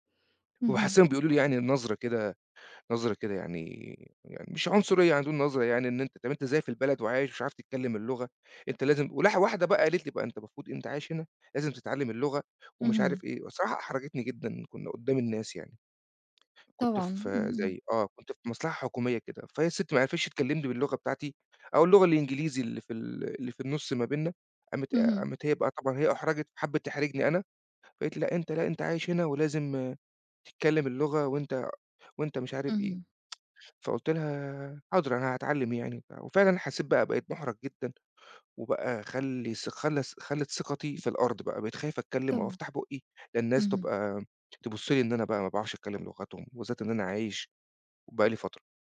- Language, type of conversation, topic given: Arabic, advice, إزاي حاجز اللغة بيأثر على مشاويرك اليومية وبيقلل ثقتك في نفسك؟
- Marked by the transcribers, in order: tsk